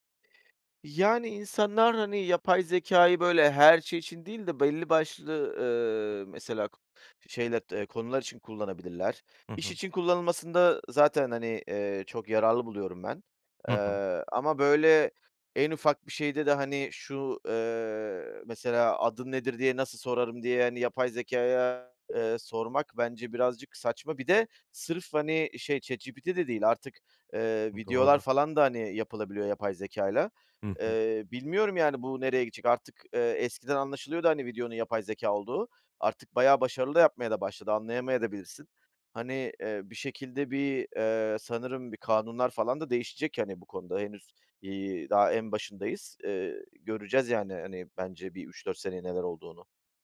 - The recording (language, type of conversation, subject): Turkish, podcast, Yapay zekâ, hayat kararlarında ne kadar güvenilir olabilir?
- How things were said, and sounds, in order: other background noise; "anlayamayabilirsin de" said as "anlayamadabilirsin"